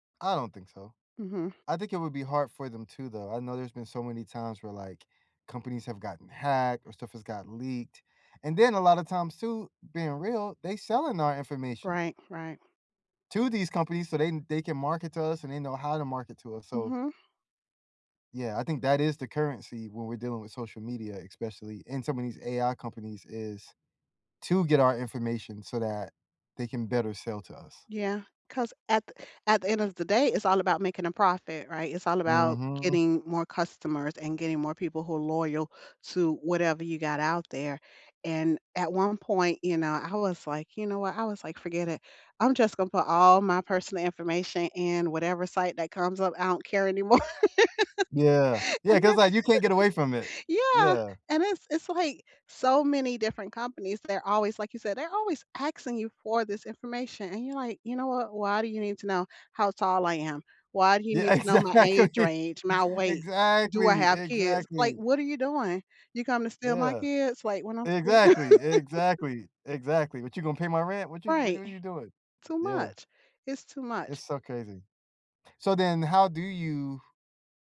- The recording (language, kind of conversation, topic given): English, unstructured, Do you think technology can sometimes feel creepy or invasive?
- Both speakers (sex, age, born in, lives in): female, 45-49, United States, United States; male, 40-44, United States, United States
- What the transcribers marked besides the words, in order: laughing while speaking: "anymore"; laugh; chuckle; laughing while speaking: "exactly"; stressed: "Exactly"; laugh